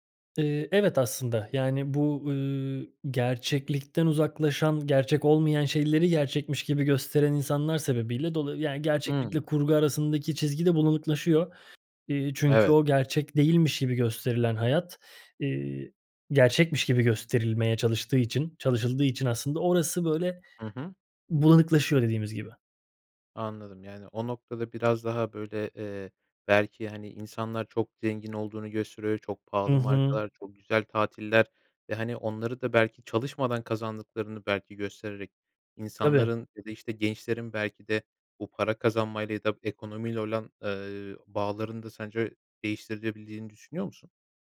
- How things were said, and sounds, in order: none
- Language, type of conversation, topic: Turkish, podcast, Sosyal medyada gerçeklik ile kurgu arasındaki çizgi nasıl bulanıklaşıyor?